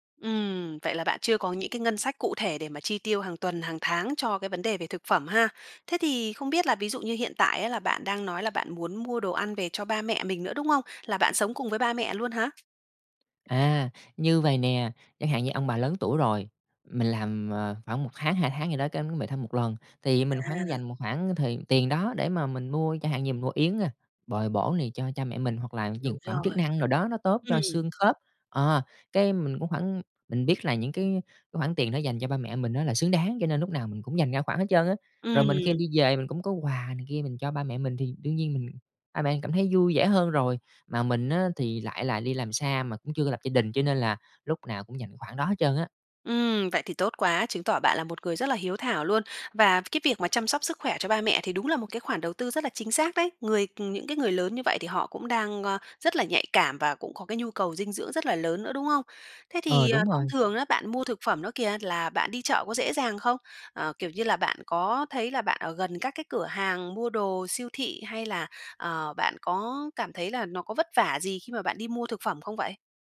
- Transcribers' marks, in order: other background noise; tapping
- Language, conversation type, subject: Vietnamese, advice, Làm sao để mua thực phẩm lành mạnh khi bạn đang gặp hạn chế tài chính?